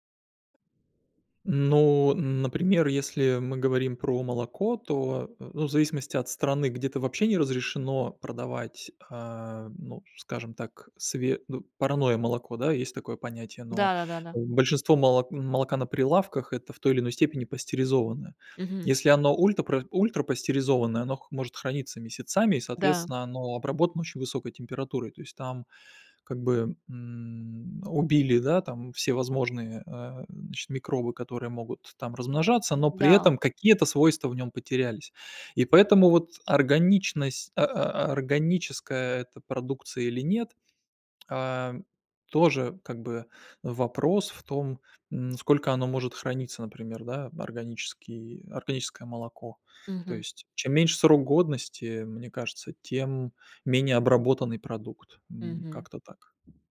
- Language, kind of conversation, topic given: Russian, podcast, Как отличить настоящее органическое от красивой этикетки?
- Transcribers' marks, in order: other background noise; tapping